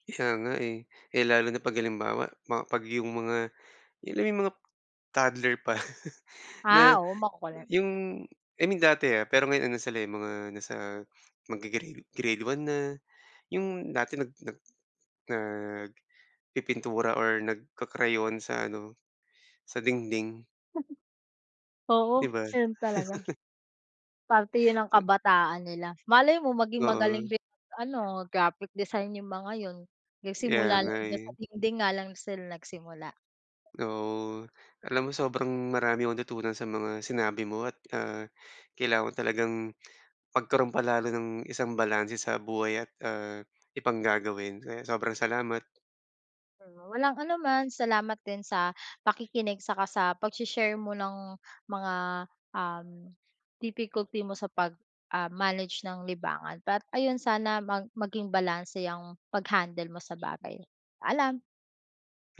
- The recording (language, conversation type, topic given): Filipino, advice, Paano ako makakahanap ng oras para sa mga libangan?
- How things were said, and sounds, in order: laughing while speaking: "pa"; laugh; laugh; other background noise